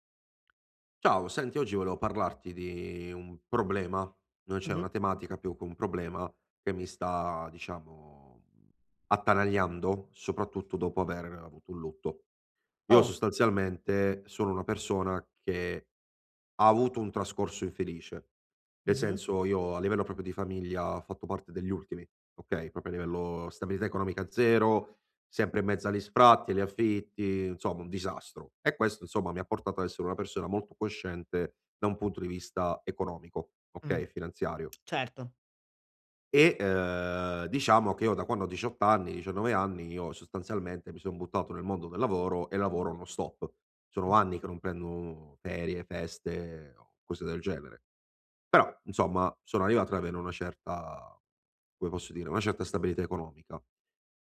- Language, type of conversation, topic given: Italian, advice, Come posso bilanciare lavoro e vita personale senza rimpianti?
- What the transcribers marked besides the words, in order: tapping; "proprio" said as "propio"; "proprio" said as "propio"